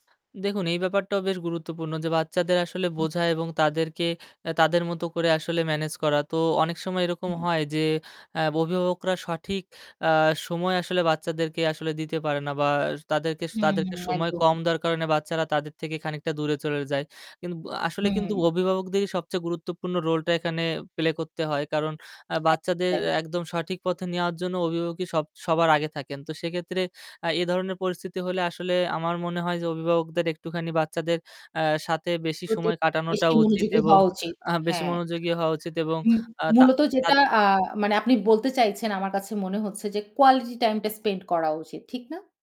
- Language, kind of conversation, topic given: Bengali, podcast, বাচ্চাদের সঙ্গে কথা বলার সবচেয়ে ভালো উপায় কী?
- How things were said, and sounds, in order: static; "অভিভাবকরা" said as "ববিভাবকরা"; tapping; unintelligible speech